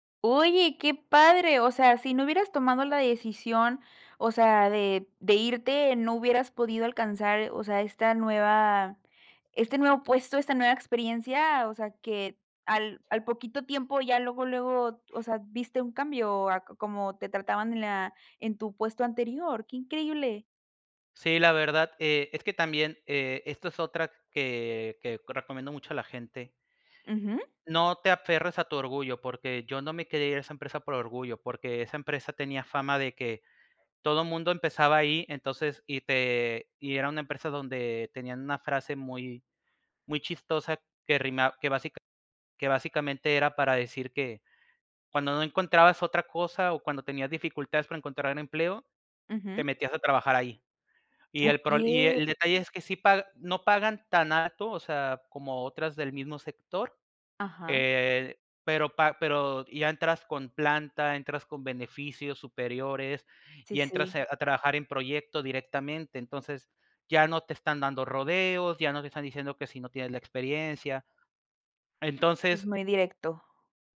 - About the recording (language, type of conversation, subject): Spanish, podcast, ¿Cómo sabes cuándo es hora de cambiar de trabajo?
- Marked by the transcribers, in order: tapping; other background noise